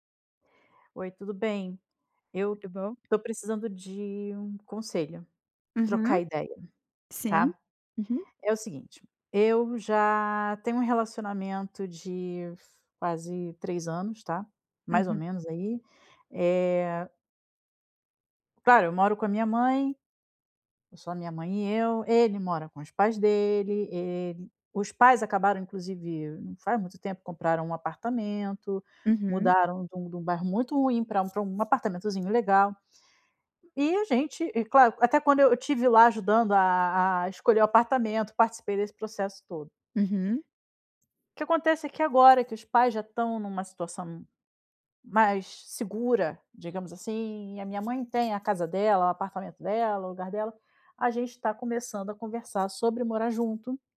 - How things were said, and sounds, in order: tapping; other background noise
- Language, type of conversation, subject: Portuguese, advice, Como foi a conversa com seu parceiro sobre prioridades de gastos diferentes?